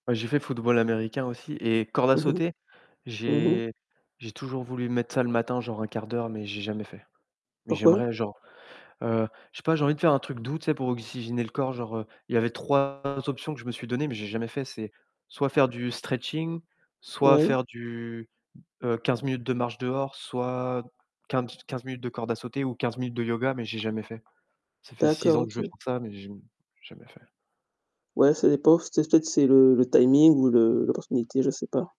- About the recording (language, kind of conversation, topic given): French, unstructured, Comment l’activité physique peut-elle aider à réduire le stress ?
- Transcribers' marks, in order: distorted speech; static